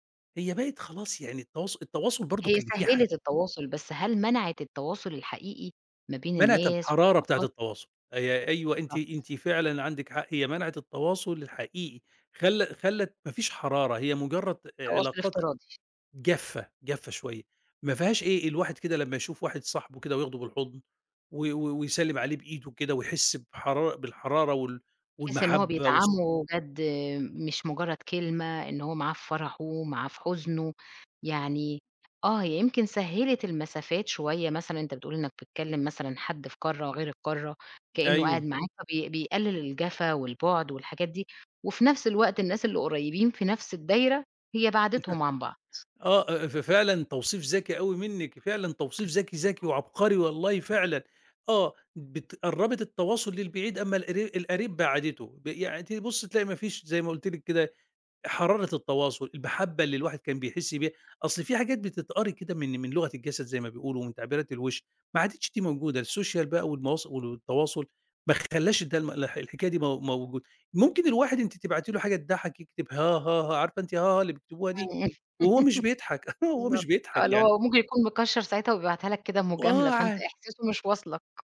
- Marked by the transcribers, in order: chuckle; unintelligible speech; in English: "السوشيال"; laugh; chuckle
- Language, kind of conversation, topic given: Arabic, podcast, إزاي شايف تأثير التكنولوجيا على ذكرياتنا وعلاقاتنا العائلية؟